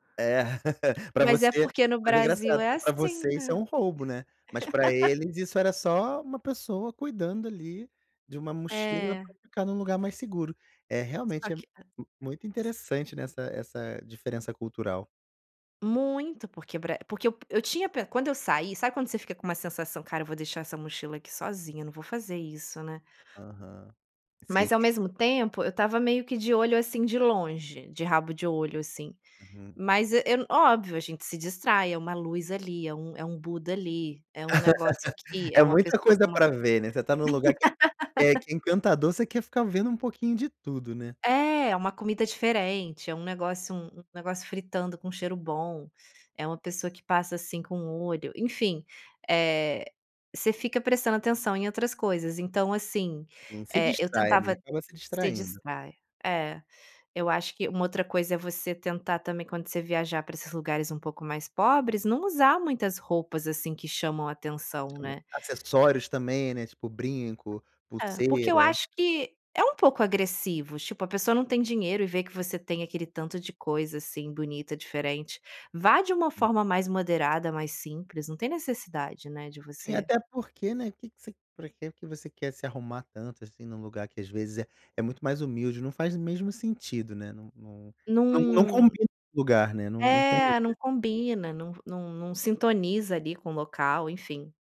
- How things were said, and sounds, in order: laugh; laugh; tapping; laugh; laugh; other noise; other background noise
- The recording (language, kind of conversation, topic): Portuguese, podcast, Quais dicas você daria para viajar sozinho com segurança?